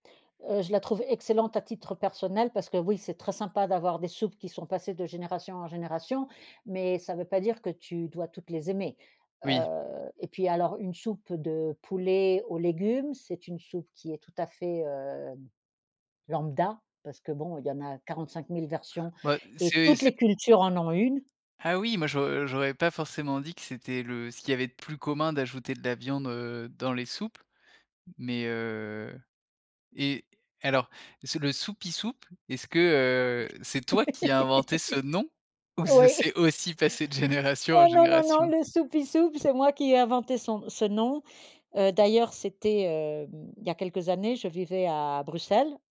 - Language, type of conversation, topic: French, podcast, Quelle est ta soupe préférée pour te réconforter ?
- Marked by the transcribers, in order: stressed: "toutes"; tapping; laugh; laughing while speaking: "Oui !"; trusting: "Ou ça s'est aussi passé de génération en génération ?"; joyful: "Oh non, non, non, le soupie soupe c'est moi qui ai inventé"; other background noise